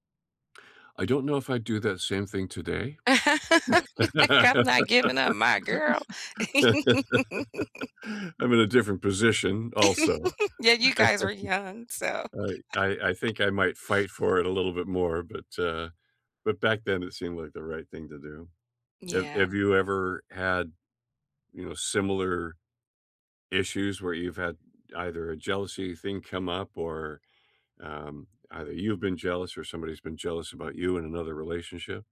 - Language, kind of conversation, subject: English, unstructured, How do you deal with jealousy in friendships?
- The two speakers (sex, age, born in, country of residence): female, 50-54, United States, United States; male, 70-74, Canada, United States
- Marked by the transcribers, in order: laugh; laughing while speaking: "Like, I'm not giving up my girl!"; laugh; chuckle; laugh; laughing while speaking: "Yeah, you guys were young, so"; laugh; tapping